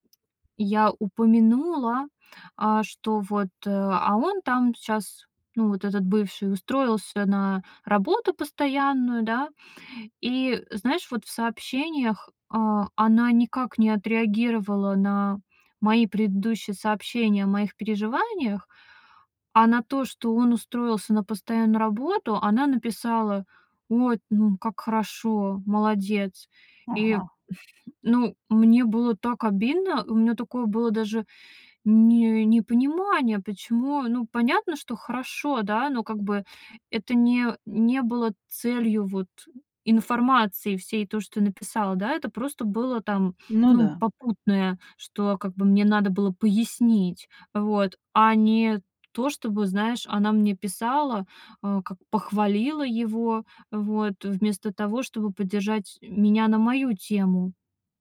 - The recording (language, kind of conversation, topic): Russian, advice, Как справиться с болью из‑за общих друзей, которые поддерживают моего бывшего?
- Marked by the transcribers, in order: none